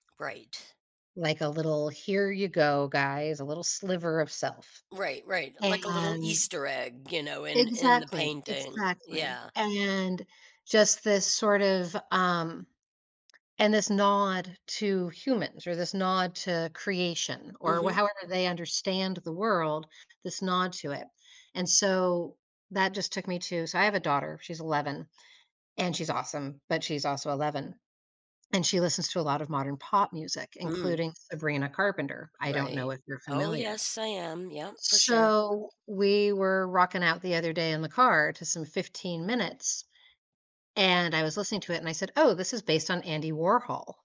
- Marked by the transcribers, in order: other background noise
- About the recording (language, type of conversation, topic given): English, unstructured, In what ways does art shape our understanding of the past?
- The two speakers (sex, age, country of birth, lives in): female, 50-54, United States, United States; female, 65-69, United States, United States